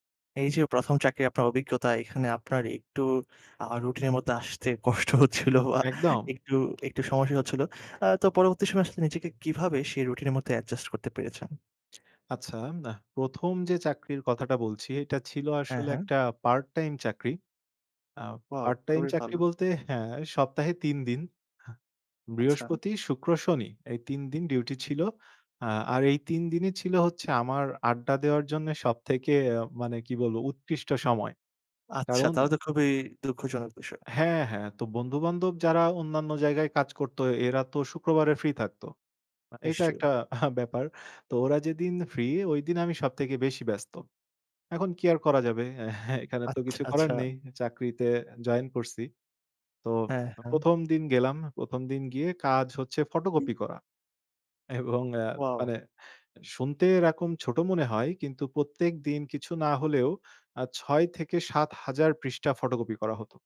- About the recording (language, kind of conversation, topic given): Bengali, podcast, প্রথম চাকরি পাওয়ার স্মৃতি আপনার কেমন ছিল?
- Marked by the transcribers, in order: laughing while speaking: "কষ্ট হচ্ছিল"; other background noise; laughing while speaking: "একটা"; laughing while speaking: "হ্যাঁ"; laughing while speaking: "এবং"